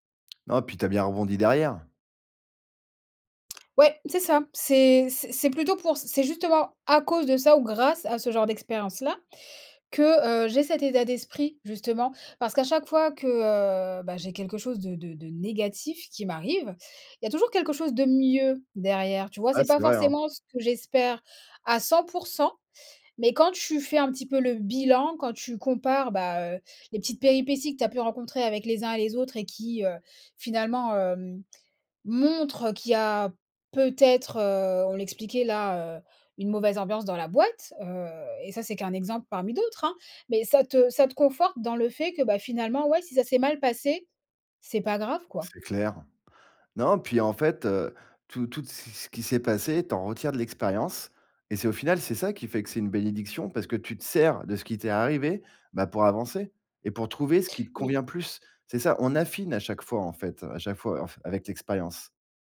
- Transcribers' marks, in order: stressed: "à cause"; stressed: "mieux"; stressed: "sers"
- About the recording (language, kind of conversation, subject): French, podcast, Quelle opportunité manquée s’est finalement révélée être une bénédiction ?